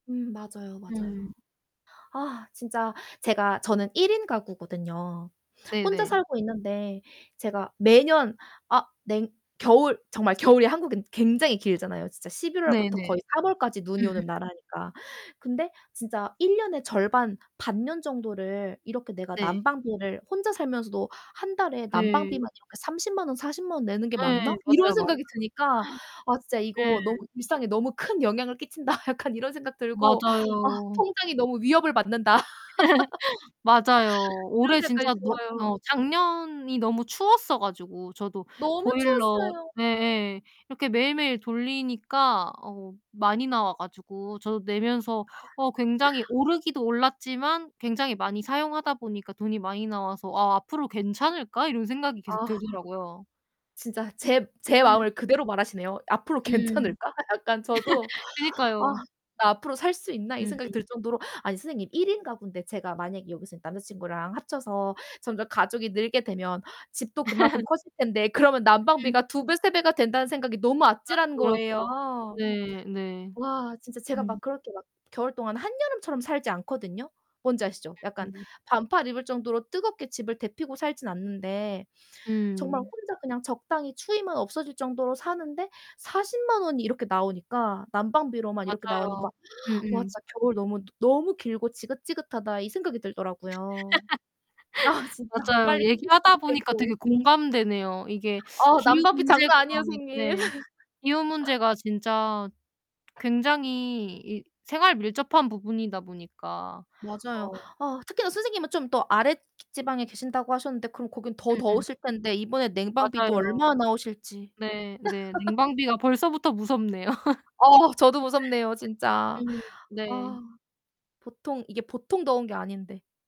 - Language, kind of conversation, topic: Korean, unstructured, 기후 변화가 우리 주변 환경에 어떤 영향을 미치고 있나요?
- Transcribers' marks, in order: distorted speech; gasp; laughing while speaking: "끼친다"; laugh; laugh; laughing while speaking: "괜찮을까?' 약간"; laugh; other background noise; laugh; laugh; laugh; tapping; laugh; laugh